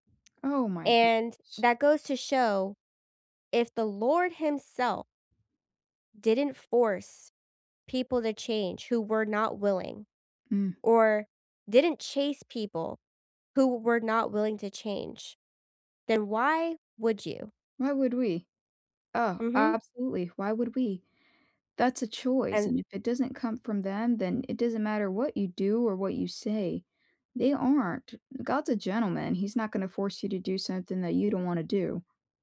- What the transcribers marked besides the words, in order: none
- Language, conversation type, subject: English, unstructured, How do you know when to forgive and when to hold someone accountable?
- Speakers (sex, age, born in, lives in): female, 30-34, United States, United States; female, 35-39, United States, United States